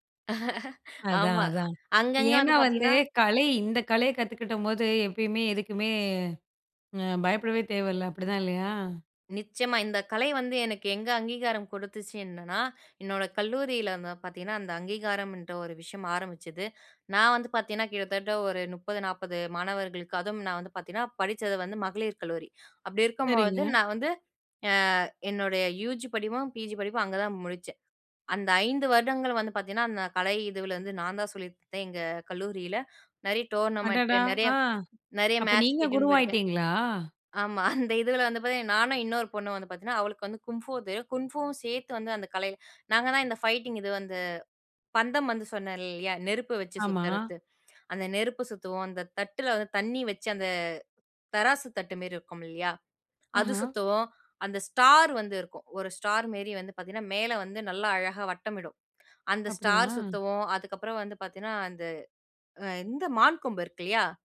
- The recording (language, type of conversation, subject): Tamil, podcast, அதை கற்றுக்கொள்ள உங்களை தூண்டிய காரணம் என்ன?
- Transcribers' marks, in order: laugh; in English: "டோர்னமென்ட்டு"